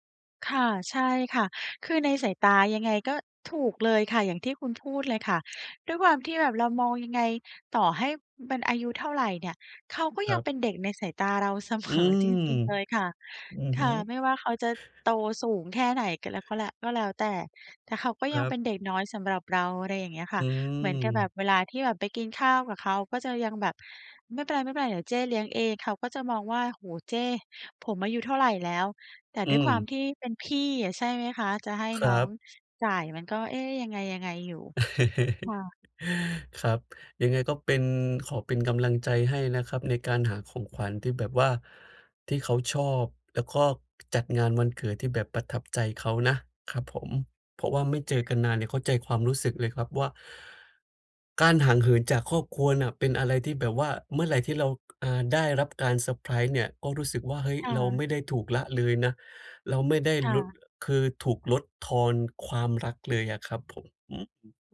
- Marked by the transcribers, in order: laughing while speaking: "เสมอ"; tapping; chuckle; other background noise; other noise
- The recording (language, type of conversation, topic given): Thai, advice, จะเลือกของขวัญให้ถูกใจคนที่ไม่แน่ใจว่าเขาชอบอะไรได้อย่างไร?